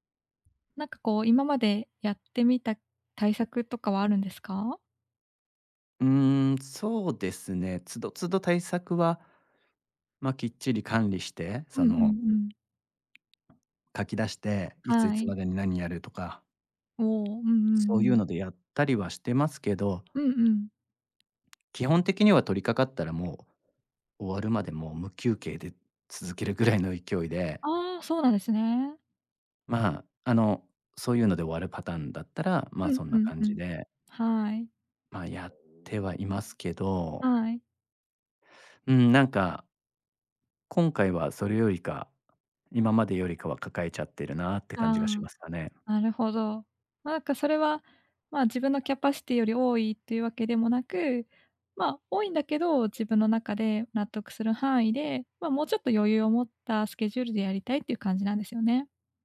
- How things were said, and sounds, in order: other background noise; tapping
- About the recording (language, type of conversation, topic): Japanese, advice, 複数のプロジェクトを抱えていて、どれにも集中できないのですが、どうすればいいですか？